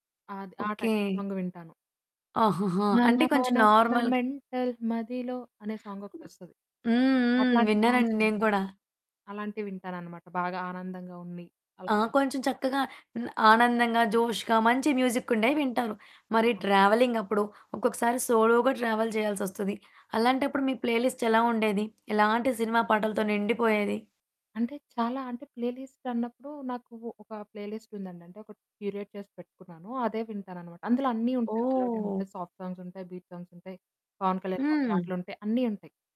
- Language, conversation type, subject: Telugu, podcast, సినిమా పాటలు మీ సంగీత రుచిని ఎలా మార్చాయి?
- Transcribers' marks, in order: distorted speech; in English: "టైటిల్ సాంగ్"; singing: "మన మన మన మెంటల్ మదిలో"; in English: "నార్మల్‌గా"; other background noise; in English: "సాంగ్స్"; in English: "జోష్‌గా"; in English: "సోలోగా ట్రావెల్"; in English: "ప్లే లిస్ట్"; in English: "ప్లే లిస్ట్"; in English: "ప్లే లిస్ట్"; in English: "క్యూరేట్"; in English: "మెలోడీ"; in English: "సాఫ్ట్ సాంగ్స్"; in English: "బీట్ సాంగ్స్"